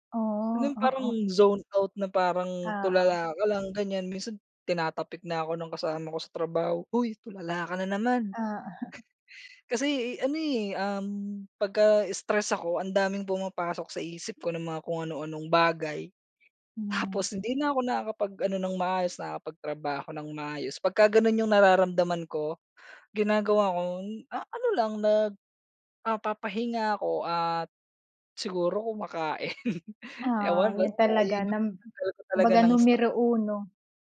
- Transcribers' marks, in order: laugh; laughing while speaking: "kumakain"; laugh
- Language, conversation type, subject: Filipino, unstructured, Ano ang mga nakakapagpabigat ng loob sa’yo araw-araw, at paano mo ito hinaharap?